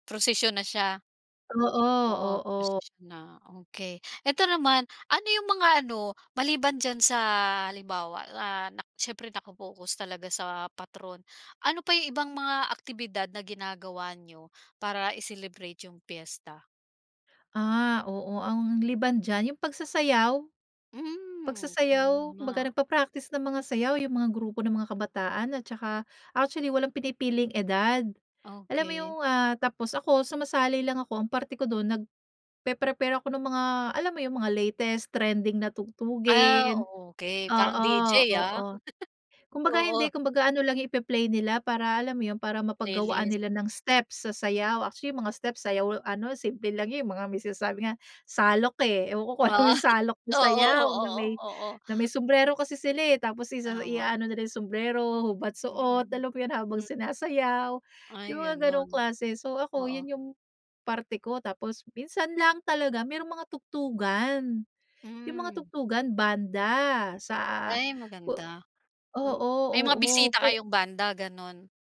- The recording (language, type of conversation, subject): Filipino, podcast, Ano ang kahalagahan ng pistahan o salu-salo sa inyong bayan?
- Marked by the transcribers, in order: other background noise; chuckle; laughing while speaking: "Oo"; laughing while speaking: "alam mo"